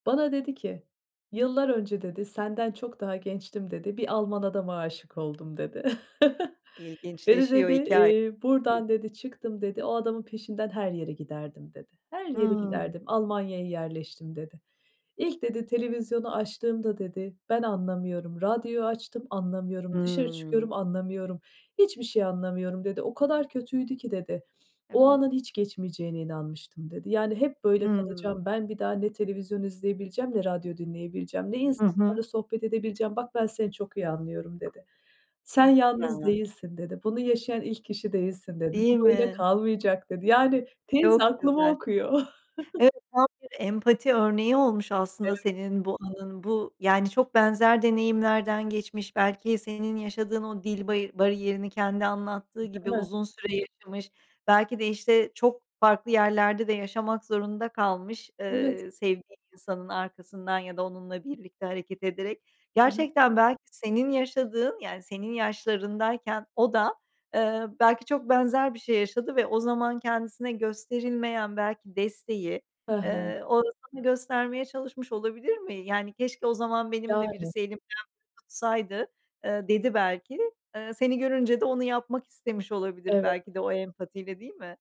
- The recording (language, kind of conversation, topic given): Turkish, podcast, Yerel halkla yaşadığın sıcak bir anıyı paylaşır mısın?
- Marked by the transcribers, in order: unintelligible speech